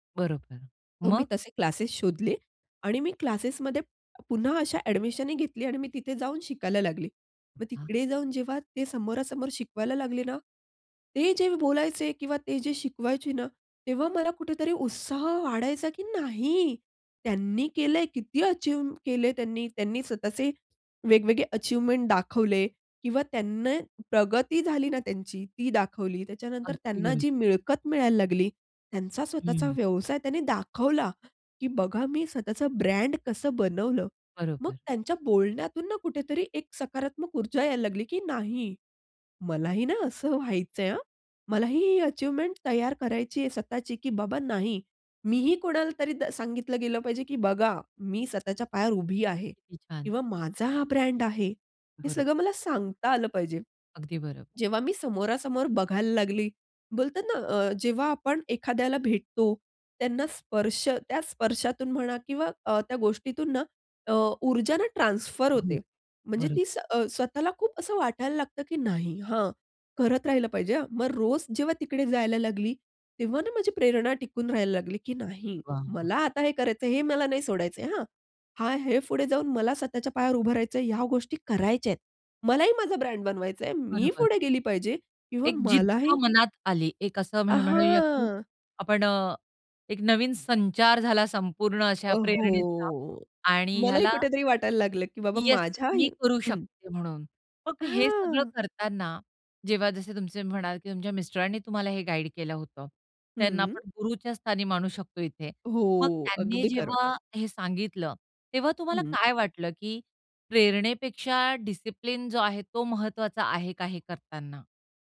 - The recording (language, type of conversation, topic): Marathi, podcast, शिकत असताना तुम्ही प्रेरणा कशी टिकवून ठेवता?
- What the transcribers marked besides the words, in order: other background noise; trusting: "नाही, त्यांनी केलं आहे"; in English: "अचीव्ह"; in English: "अचिव्हमेंट"; in English: "अचिव्हमेंट"; trusting: "माझा हा ब्रँड आहे"; drawn out: "हां"; drawn out: "हो"; drawn out: "हां"; in English: "डिसिप्लिन"